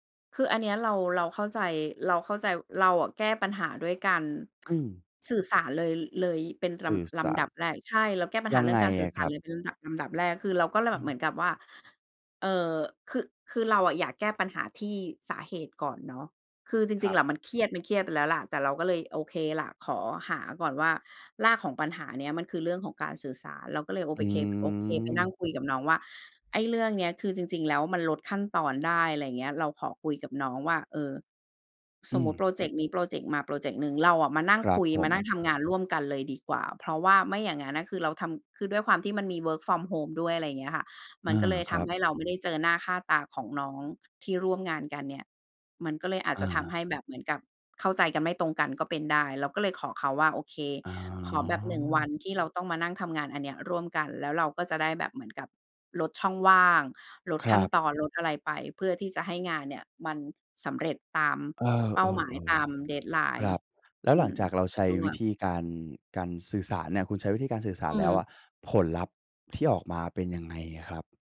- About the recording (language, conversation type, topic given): Thai, podcast, คุณมีวิธีจัดการความเครียดในชีวิตประจำวันอย่างไรบ้าง?
- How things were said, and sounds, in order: tsk; tapping; in English: "work from home"